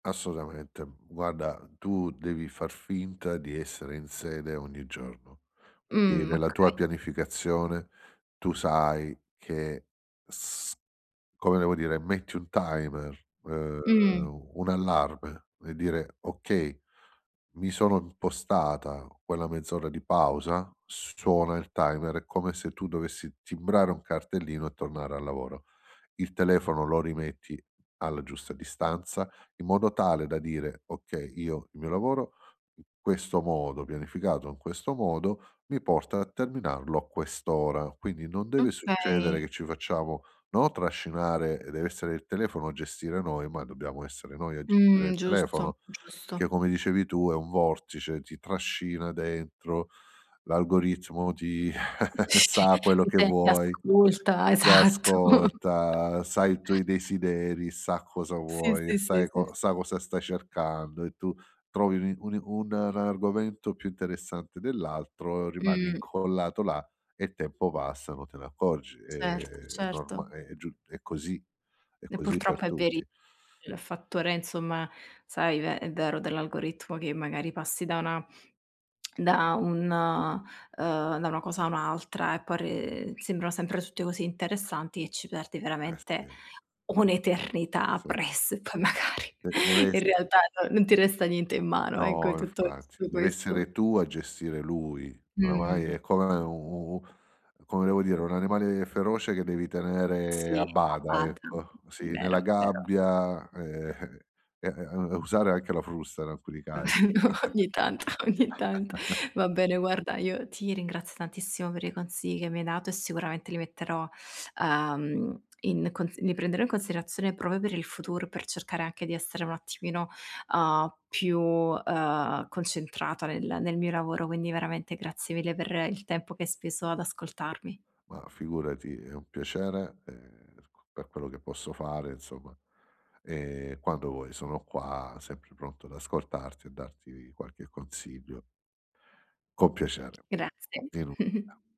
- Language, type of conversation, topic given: Italian, advice, Come posso mantenere la concentrazione mentre lavoro per ore?
- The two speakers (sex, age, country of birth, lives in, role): female, 25-29, Italy, Italy, user; male, 50-54, Germany, Italy, advisor
- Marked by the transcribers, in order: tapping; other background noise; chuckle; laughing while speaking: "esatto"; chuckle; "argomento" said as "rargomento"; lip smack; stressed: "un'eternità"; laughing while speaking: "e poi magari"; other noise; laughing while speaking: "eh-eh"; laughing while speaking: "Vero, ogni tanto, ogni tanto"; chuckle; "consigli" said as "consii"; "considerazione" said as "consirazione"; "proprio" said as "propo"; chuckle